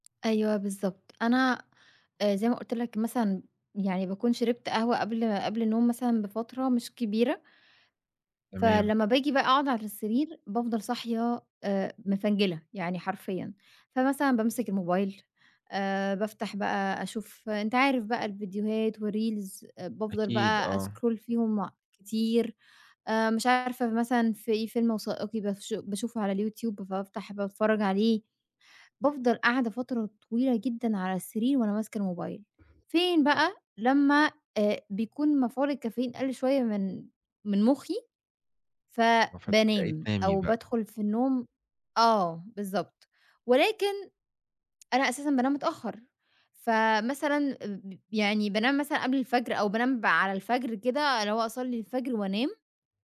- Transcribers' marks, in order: in English: "reels"; in English: "أسكرول"
- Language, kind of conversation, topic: Arabic, advice, إزاي القهوة أو الكحول بيأثروا على نومي وبيخلّوني أصحى متقطع بالليل؟